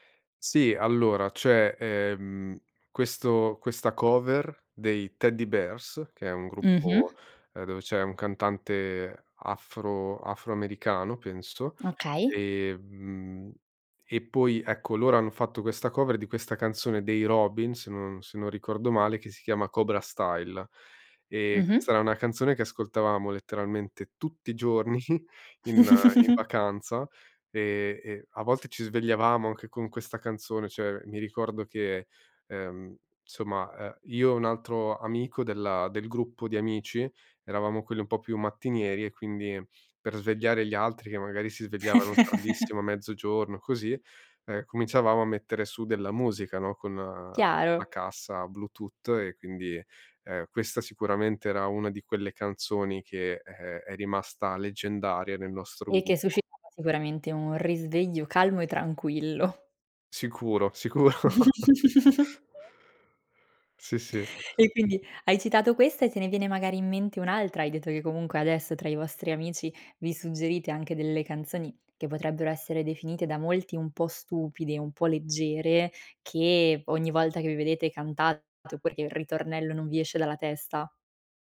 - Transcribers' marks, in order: "cioè" said as "ceh"; laughing while speaking: "giorni"; snort; laugh; laughing while speaking: "tranquillo"; laughing while speaking: "sicuro"; snort
- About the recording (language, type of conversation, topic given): Italian, podcast, Che ruolo hanno gli amici nelle tue scoperte musicali?